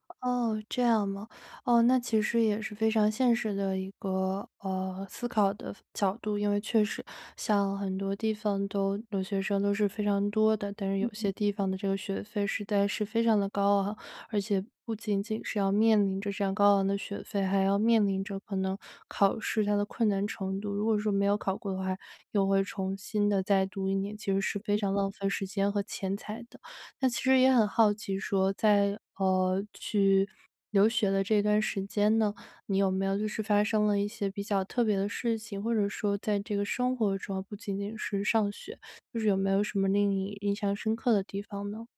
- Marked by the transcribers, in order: other background noise
- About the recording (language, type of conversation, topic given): Chinese, podcast, 去过哪个地方至今仍在影响你？